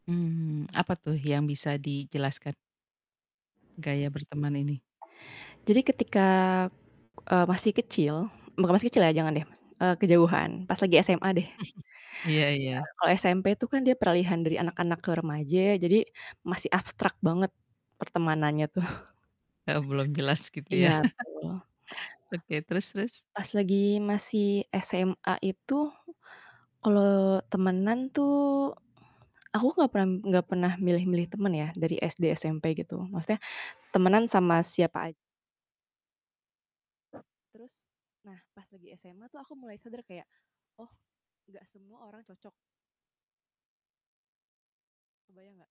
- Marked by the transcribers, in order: static; distorted speech; chuckle; laughing while speaking: "iya"; laughing while speaking: "tuh"; chuckle; other background noise; tapping
- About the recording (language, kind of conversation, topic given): Indonesian, podcast, Bagaimana gaya kamu berubah seiring bertambahnya usia?